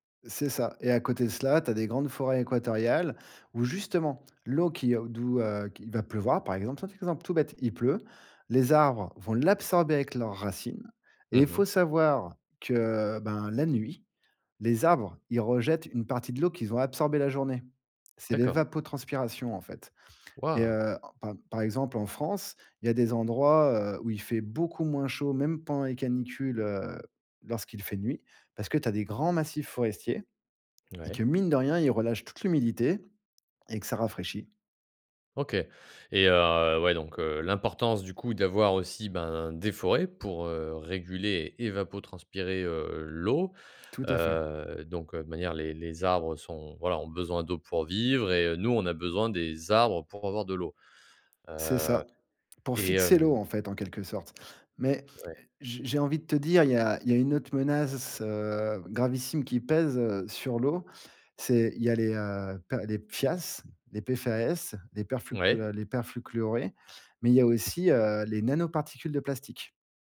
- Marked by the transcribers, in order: other background noise; stressed: "l'absorber"; stressed: "arbres"; "perfluorés" said as "perfuchluorés"; tapping
- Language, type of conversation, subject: French, podcast, Peux-tu nous expliquer le cycle de l’eau en termes simples ?